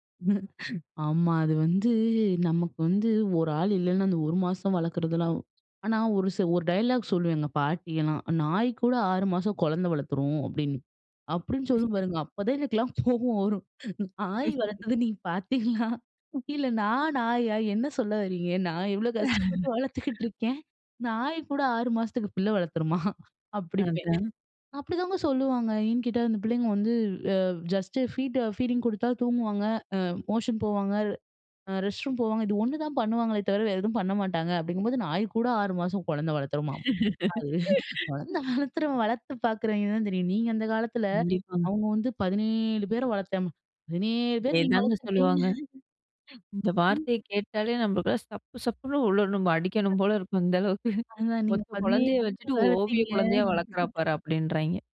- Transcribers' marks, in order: chuckle; chuckle; laughing while speaking: "அப்பதான் எனக்குலாம் கோபம் வரும். நாய் … பிள்ள வளர்த்துருமா? அப்பிடிம்பேன்"; laugh; laugh; in English: "ஜஸ்ட்டு ஃபீட், ஃபீடிங்"; in English: "மோஷன்"; in English: "ரெஸ்ட் ரூம்"; laugh; chuckle; unintelligible speech; chuckle; unintelligible speech
- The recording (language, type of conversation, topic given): Tamil, podcast, ஒரு குழந்தையின் பிறப்பு உங்களுடைய வாழ்க்கையை மாற்றியதா?